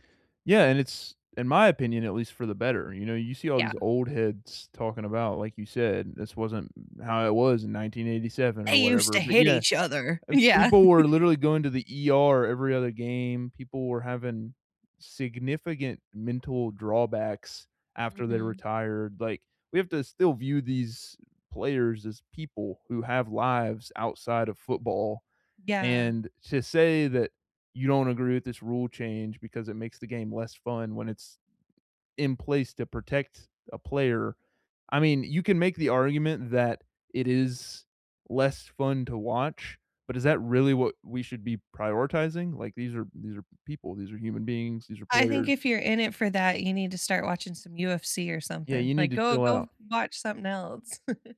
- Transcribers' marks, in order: put-on voice: "They used to hit each other"; laugh; chuckle
- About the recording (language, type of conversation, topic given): English, unstructured, Why do some people get angry when others don’t follow the rules of their hobby?